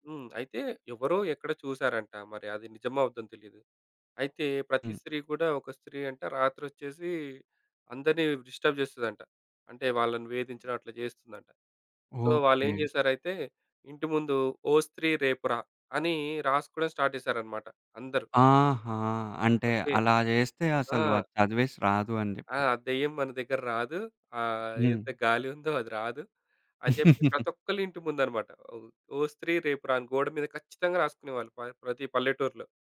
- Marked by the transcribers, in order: in English: "డిస్టర్బ్"; in English: "సో"; in English: "స్టార్ట్"; giggle
- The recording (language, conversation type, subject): Telugu, podcast, మీరు చిన్నప్పుడు వినిన కథలు ఇంకా గుర్తున్నాయా?